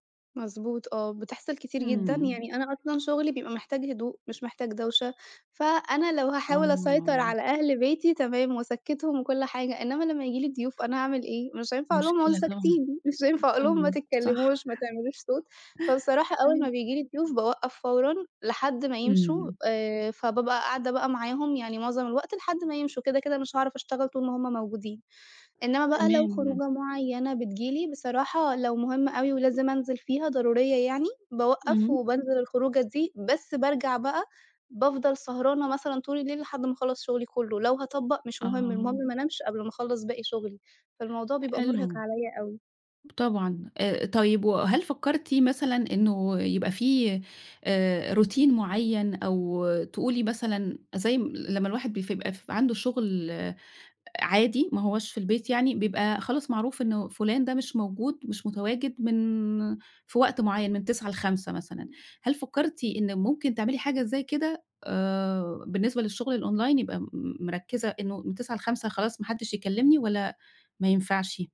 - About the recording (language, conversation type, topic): Arabic, podcast, إزاي بتحافظوا على وقت للعيلة وسط ضغط الشغل؟
- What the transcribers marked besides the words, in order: other background noise; laughing while speaking: "مش هينفع أقولهم ما تتكلموش، ما تعملوش صوت"; chuckle; in English: "روتين"; in English: "الOnline"